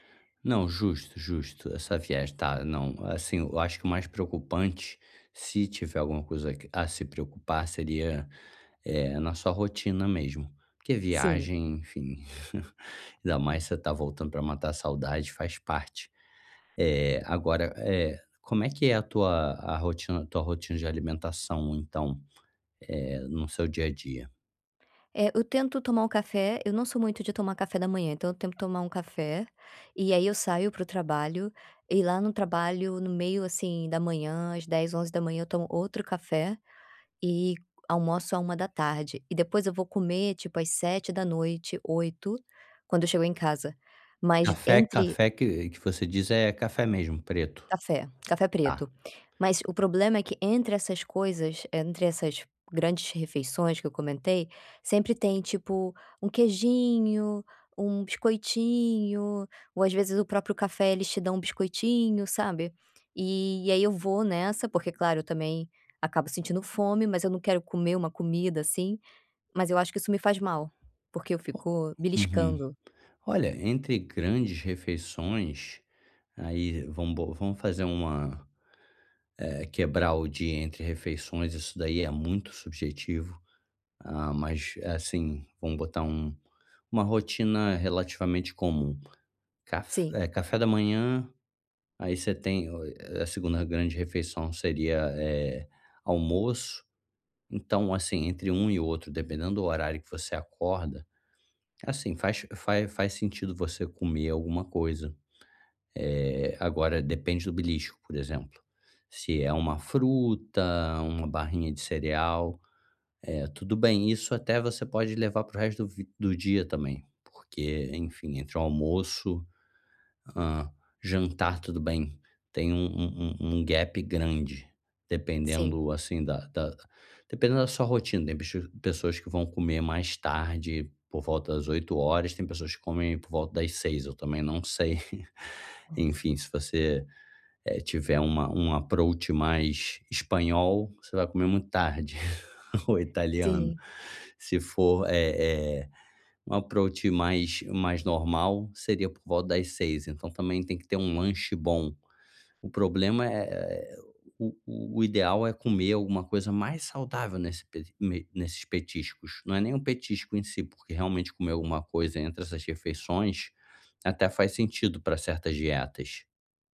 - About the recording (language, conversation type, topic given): Portuguese, advice, Como posso controlar os desejos por comida entre as refeições?
- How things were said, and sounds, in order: chuckle; tapping; in English: "gap"; chuckle; in English: "approach"; chuckle; in English: "approach"